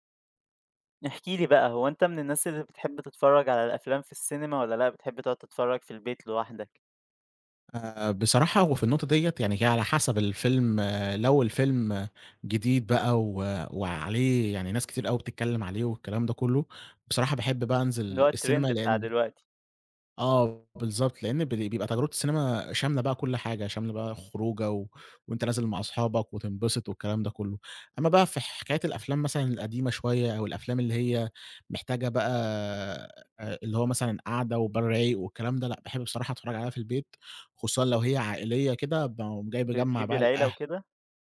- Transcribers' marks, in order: in English: "الtrend"; tapping
- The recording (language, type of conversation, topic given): Arabic, podcast, تحب تحكيلنا عن تجربة في السينما عمرك ما تنساها؟